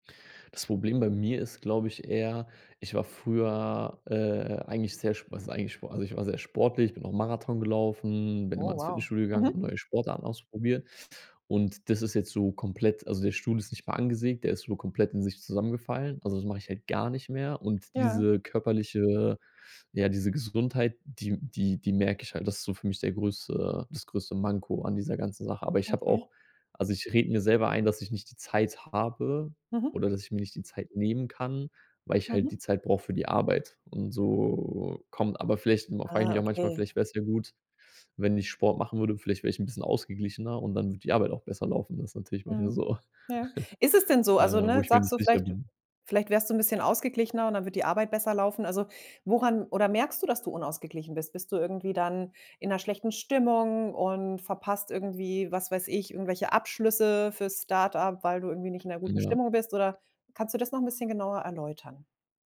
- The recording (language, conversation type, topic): German, advice, Wie kann ich mit zu vielen Überstunden umgehen, wenn mir kaum Zeit zur Erholung bleibt?
- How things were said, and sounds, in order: drawn out: "so"; other background noise; chuckle